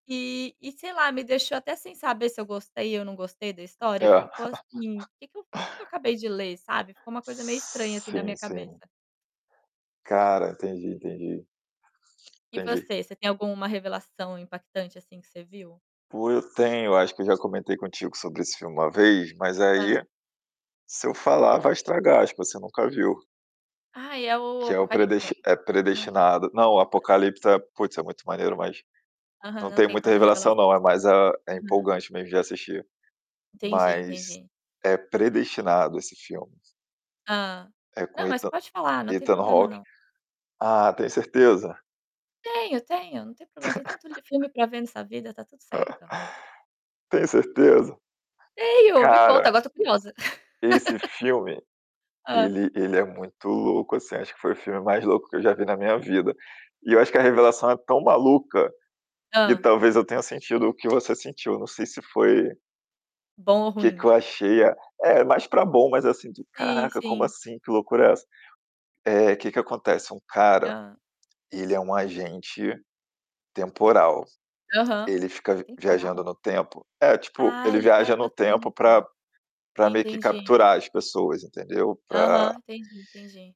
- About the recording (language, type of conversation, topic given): Portuguese, unstructured, O que é mais surpreendente: uma revelação num filme ou uma reviravolta num livro?
- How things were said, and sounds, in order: other background noise; laugh; distorted speech; laugh; laugh; tapping; static